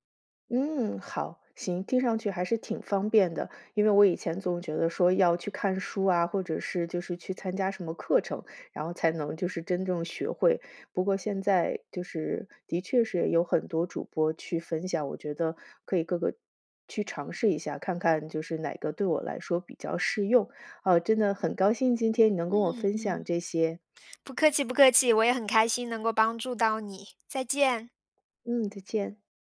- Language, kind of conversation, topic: Chinese, advice, 如何识别导致我因情绪波动而冲动购物的情绪触发点？
- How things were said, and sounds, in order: none